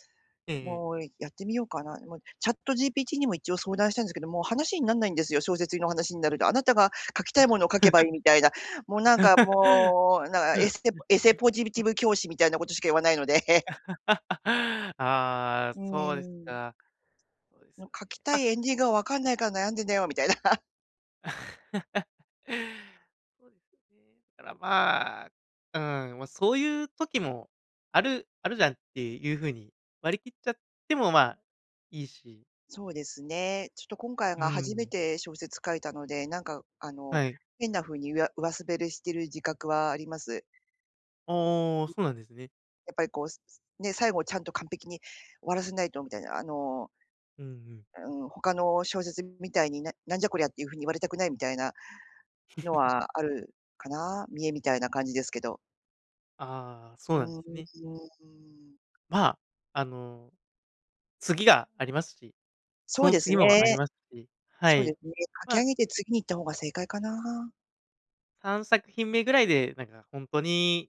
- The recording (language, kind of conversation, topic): Japanese, advice, 毎日短時間でも創作を続けられないのはなぜですか？
- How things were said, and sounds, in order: laugh; unintelligible speech; laugh; laugh; other background noise; chuckle